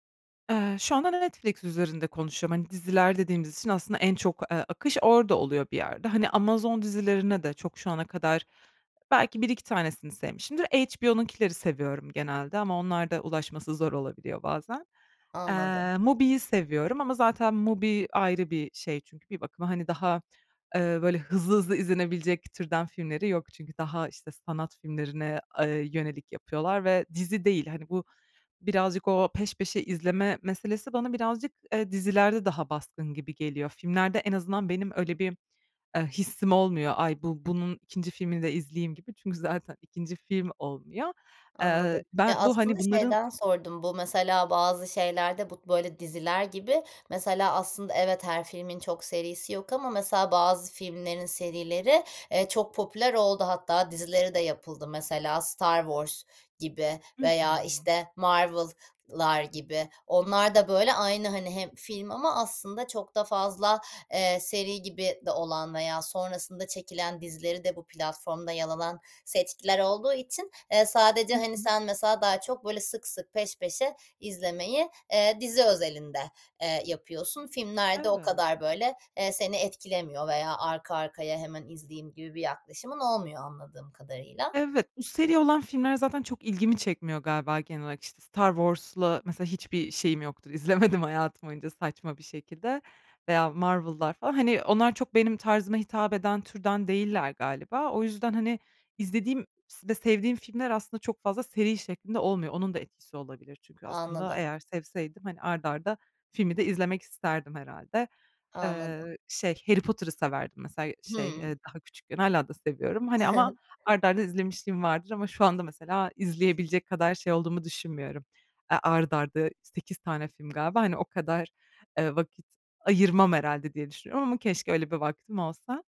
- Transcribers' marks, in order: other background noise; laughing while speaking: "İzlemedim"; chuckle; tapping
- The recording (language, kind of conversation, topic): Turkish, podcast, İzleme alışkanlıkların (dizi ve film) zamanla nasıl değişti; arka arkaya izlemeye başladın mı?